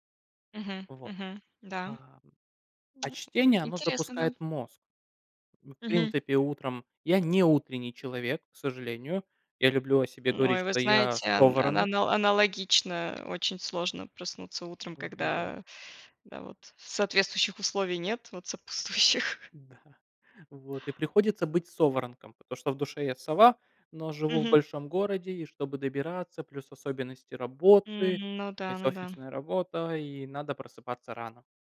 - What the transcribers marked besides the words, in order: tongue click; laughing while speaking: "сопутствующих"; laughing while speaking: "Да"
- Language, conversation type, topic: Russian, unstructured, Какие привычки помогают сделать твой день более продуктивным?
- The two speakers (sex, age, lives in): female, 35-39, United States; male, 30-34, Romania